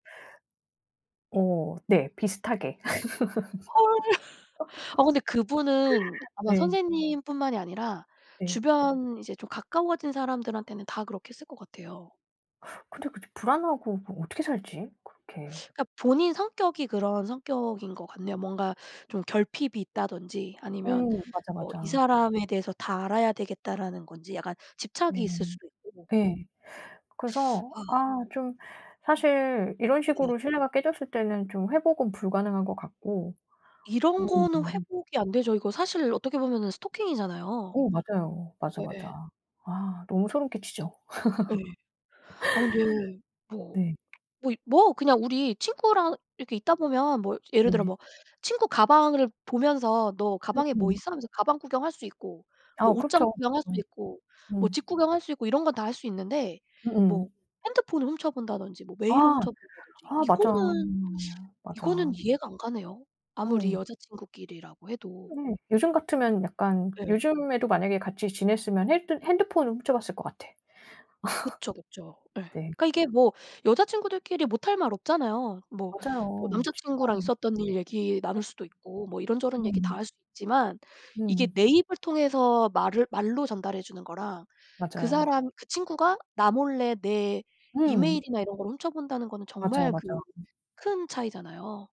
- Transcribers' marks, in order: laugh; background speech; other background noise; tapping; laugh; teeth sucking; laugh; other noise
- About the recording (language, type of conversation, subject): Korean, unstructured, 다른 사람과 신뢰를 어떻게 쌓을 수 있을까요?
- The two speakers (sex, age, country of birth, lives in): female, 40-44, South Korea, United States; female, 45-49, South Korea, France